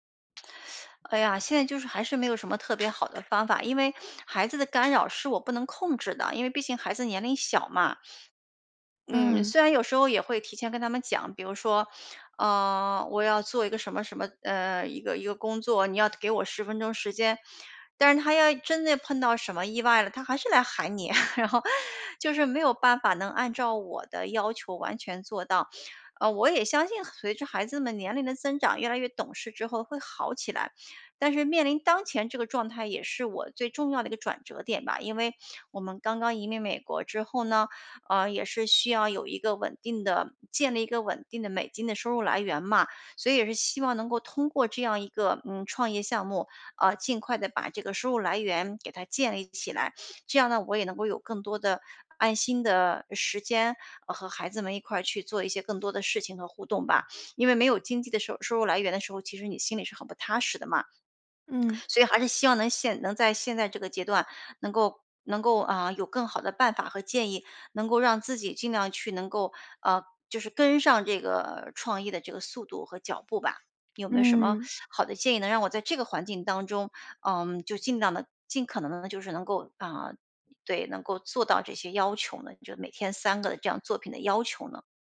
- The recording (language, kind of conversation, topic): Chinese, advice, 生活忙碌时，我该如何养成每天创作的习惯？
- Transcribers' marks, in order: teeth sucking; laugh; laughing while speaking: "然后"; laugh; swallow; "创意" said as "创业"; teeth sucking